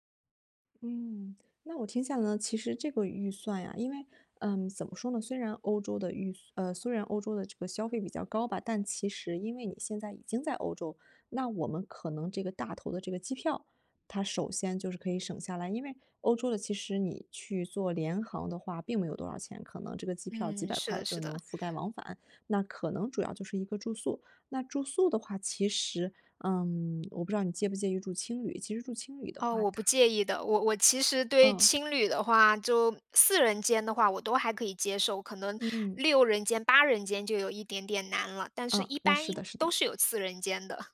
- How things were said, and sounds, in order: none
- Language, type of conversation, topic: Chinese, advice, 预算有限时，我该如何选择适合的旅行方式和目的地？